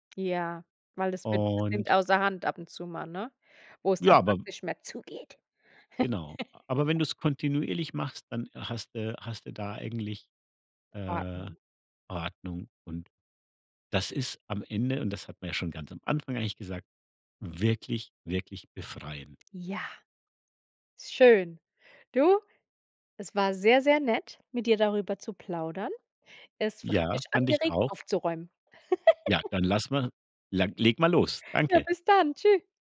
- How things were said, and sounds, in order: put-on voice: "zugeht"; laugh; giggle
- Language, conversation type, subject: German, podcast, Welche Tipps hast du für mehr Ordnung in kleinen Räumen?